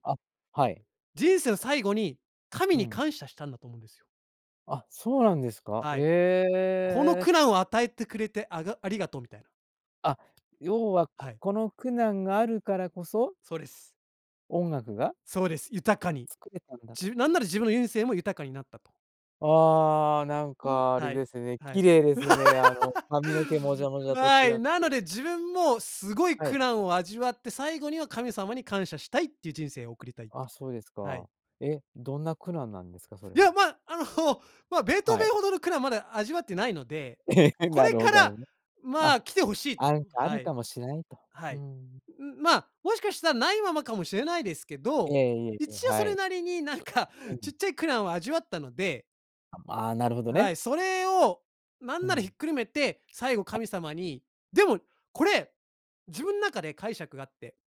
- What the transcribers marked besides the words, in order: tapping; laugh; chuckle; laughing while speaking: "え"; other background noise
- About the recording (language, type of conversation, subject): Japanese, podcast, 自分の人生を映画にするとしたら、主題歌は何ですか？